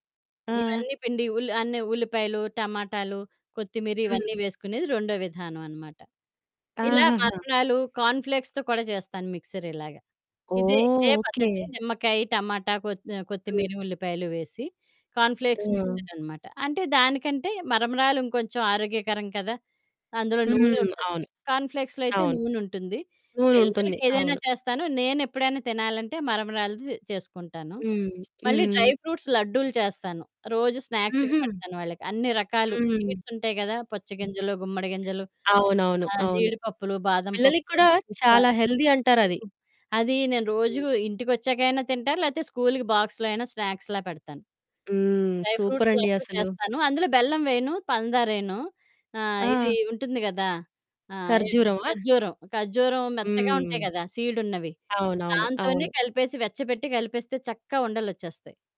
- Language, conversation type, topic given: Telugu, podcast, మీరు సాధారణంగా స్నాక్స్ ఎలా ఎంచుకుంటారు?
- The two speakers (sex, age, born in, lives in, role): female, 30-34, India, India, host; female, 45-49, India, India, guest
- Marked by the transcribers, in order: distorted speech; other background noise; in English: "కార్న్ ఫ్లేక్స్‌తో"; static; in English: "కార్న్ ఫ్లేక్స్"; in English: "కార్న్ ఫ్లేక్స్‌లో"; in English: "డ్రై ఫ్రూట్స్"; in English: "స్నాక్స్‌కి"; in English: "హెల్దీ"; unintelligible speech; in English: "బాక్స్‌లో"; in English: "స్నాక్స్‌లా"; in English: "డ్రై ఫ్రూట్స్"